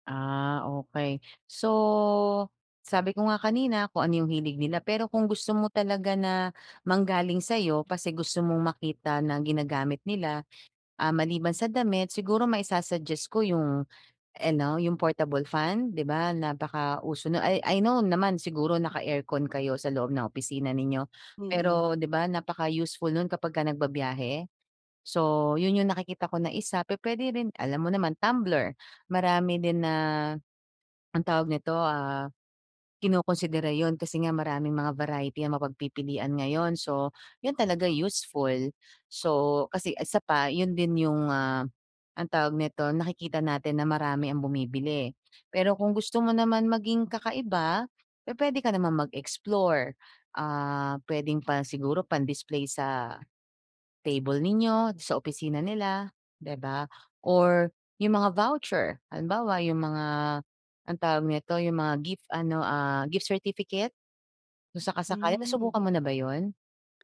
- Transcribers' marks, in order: "ano" said as "eno"
- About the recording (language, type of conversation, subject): Filipino, advice, Paano ako pipili ng regalong magugustuhan nila?